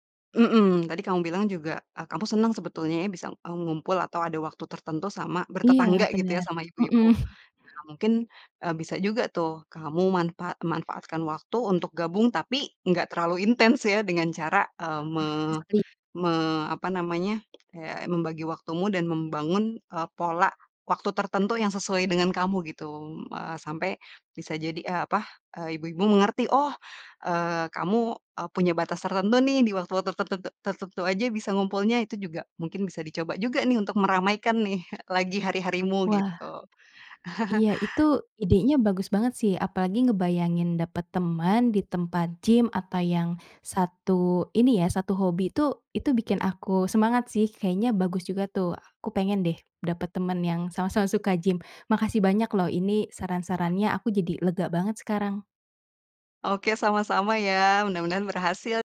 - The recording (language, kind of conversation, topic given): Indonesian, advice, Bagaimana cara mendapatkan teman dan membangun jaringan sosial di kota baru jika saya belum punya teman atau jaringan apa pun?
- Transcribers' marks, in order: chuckle; in English: "Nervous"; tapping; chuckle